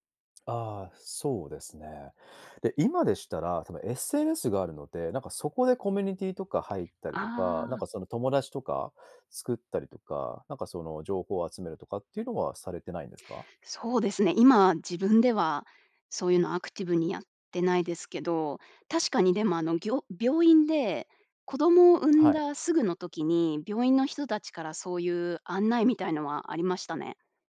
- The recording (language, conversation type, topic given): Japanese, podcast, 孤立を感じた経験はありますか？
- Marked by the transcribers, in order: none